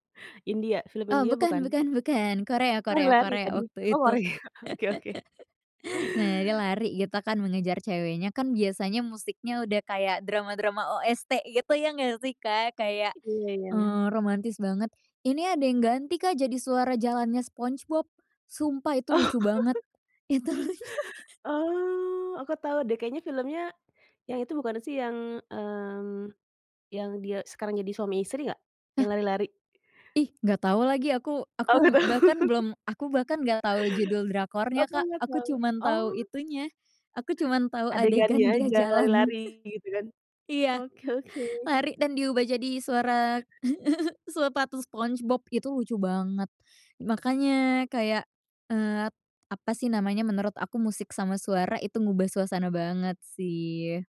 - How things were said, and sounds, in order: tapping; laughing while speaking: "Korea"; chuckle; chuckle; laughing while speaking: "Itu lucu"; chuckle; drawn out: "Oh"; other background noise; laughing while speaking: "nggak tahu"; chuckle; laughing while speaking: "adegan dia jalan"; chuckle; chuckle
- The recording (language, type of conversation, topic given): Indonesian, podcast, Bagaimana musik dan suara dapat mengubah suasana sebuah adegan, menurut Anda?